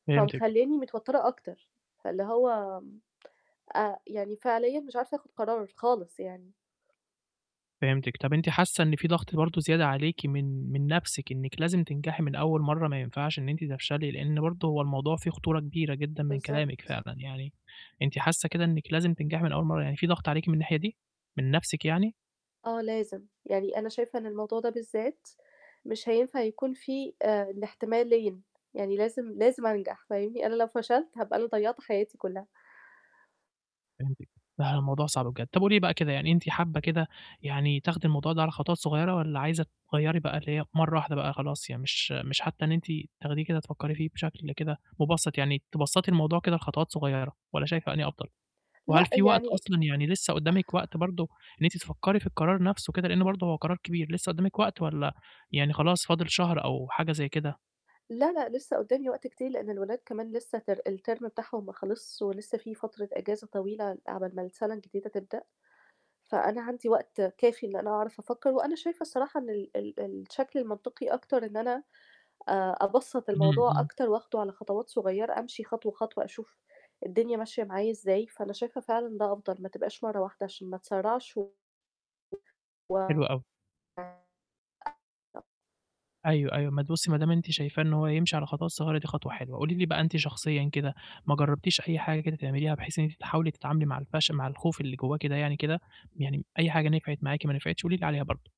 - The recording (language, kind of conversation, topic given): Arabic, advice, إزاي أتعامل مع خوف الفشل وأنا عايز/عايزة أجرب حاجة جديدة؟
- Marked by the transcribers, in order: sigh; in English: "ter الterm"; other background noise; unintelligible speech